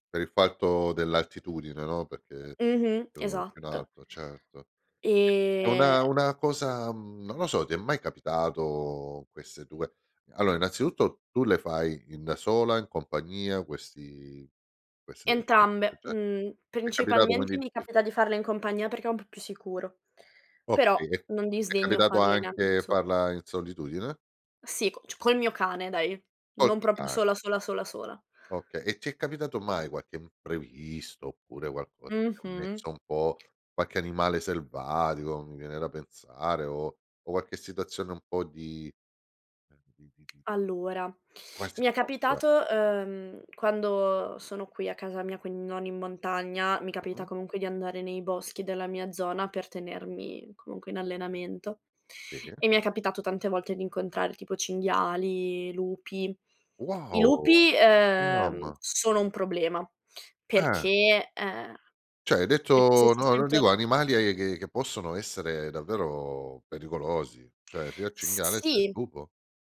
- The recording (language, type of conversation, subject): Italian, podcast, Come ti prepari per una giornata in montagna?
- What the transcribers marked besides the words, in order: other background noise; unintelligible speech; drawn out: "E"; unintelligible speech; "proprio" said as "propio"; tapping; unintelligible speech; stressed: "Wow!"; "Cioè" said as "ceh"